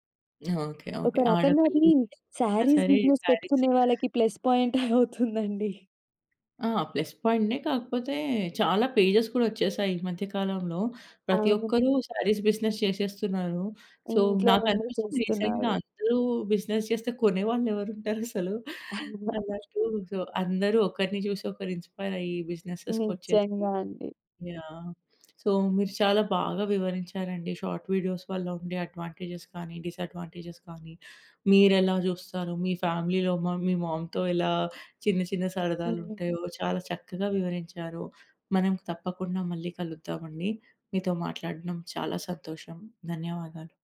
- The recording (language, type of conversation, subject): Telugu, podcast, షార్ట్ వీడియోలు చూడటం వల్ల మీరు ప్రపంచాన్ని చూసే తీరులో మార్పు వచ్చిందా?
- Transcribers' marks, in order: other background noise; in English: "సారీస్ బిజినెస్"; in English: "సారీస్"; in English: "ప్లస్"; laughing while speaking: "పాయింటే అవుతుందండి"; tapping; in English: "ప్లస్ పాయింట్‌నే"; in English: "పేజెస్"; in English: "సారీస్ బిజినెస్"; in English: "సో"; in English: "రీసెంట్‌గా"; in English: "బిజినెస్"; laughing while speaking: "అయ్యో!"; in English: "సో"; in English: "ఇన్స్పైర్"; in English: "బిజినెస్సెస్‌కొచ్చేసి"; in English: "సో"; in English: "షార్ట్ వీడియోస్"; in English: "అడ్వాంటేజెస్"; in English: "డిసడ్వాంటేజ్‌స్"; in English: "ఫ్యామిలీలో"; in English: "మామ్‌తో"